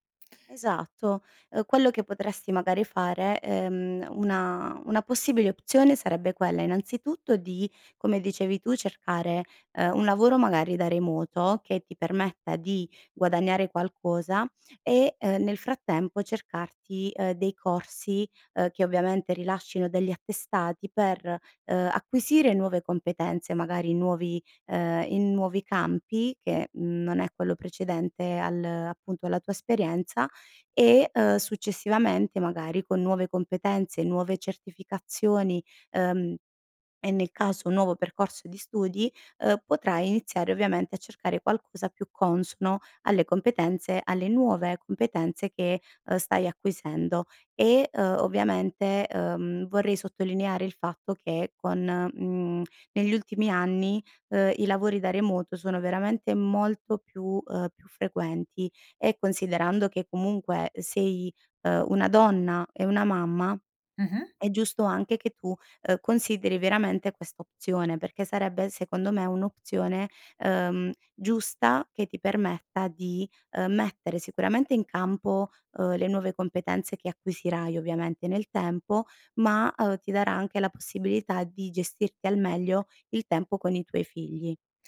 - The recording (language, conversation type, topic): Italian, advice, Dovrei tornare a studiare o specializzarmi dopo anni di lavoro?
- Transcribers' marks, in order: none